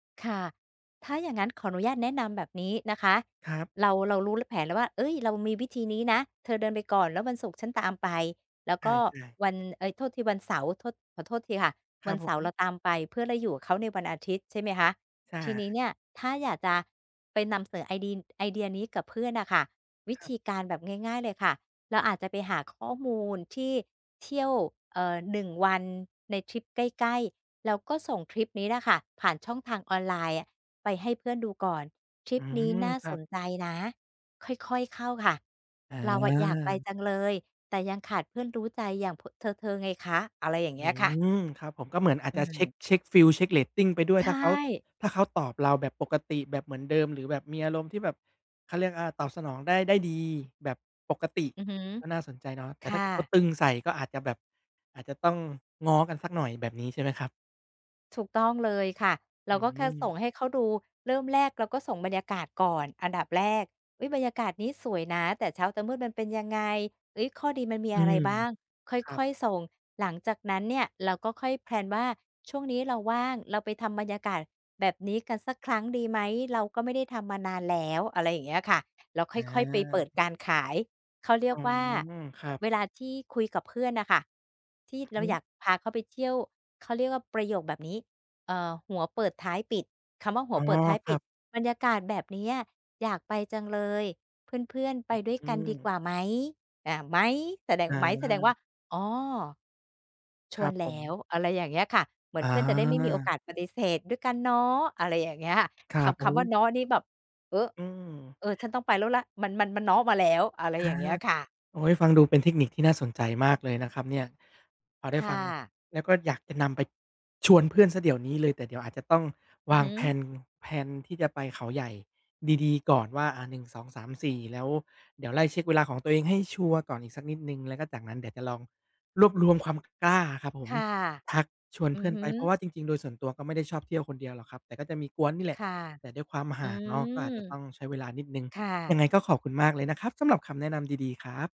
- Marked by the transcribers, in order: other background noise; in English: "แพลน"; tapping; in English: "แพลน แพลน"
- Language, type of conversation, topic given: Thai, advice, อยากเริ่มสร้างรูทีนสร้างสรรค์อย่างไรดี?